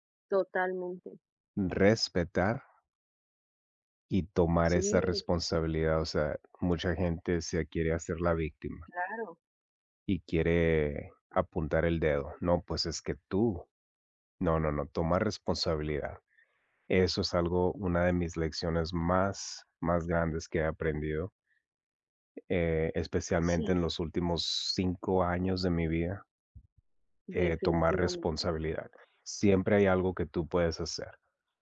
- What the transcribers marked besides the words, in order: tapping
- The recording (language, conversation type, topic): Spanish, unstructured, ¿Has perdido una amistad por una pelea y por qué?